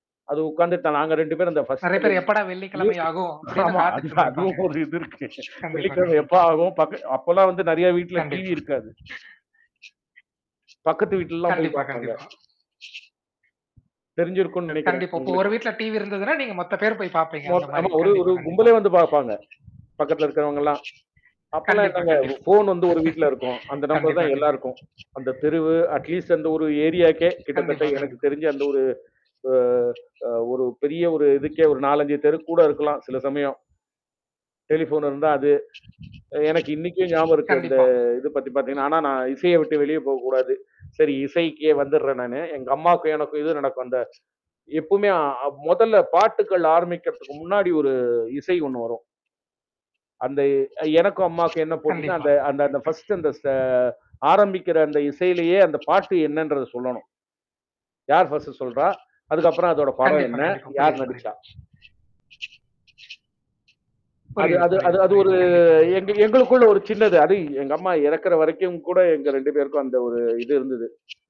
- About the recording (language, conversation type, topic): Tamil, podcast, குழந்தைப் பருவத்தில் உங்களை இசையின் மீது ஈர்த்த முக்கியமான பாதிப்பை ஏற்படுத்தியவர் யார்?
- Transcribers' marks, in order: mechanical hum; in English: "பர்ஸ்ட்"; distorted speech; laughing while speaking: "ஆமா. அது, அதுவும் ஒரு இது இருக்கு. வெள்ளிக்கிழமை எப்ப ஆகும்"; in English: "டிவி"; other background noise; tapping; laugh; in English: "அட் லீஸ்ட்"; static; in English: "டெலிஃபோன்"; throat clearing; in English: "ஃபர்ஸ்ட்"; in English: "ஃபர்ஸ்ட்"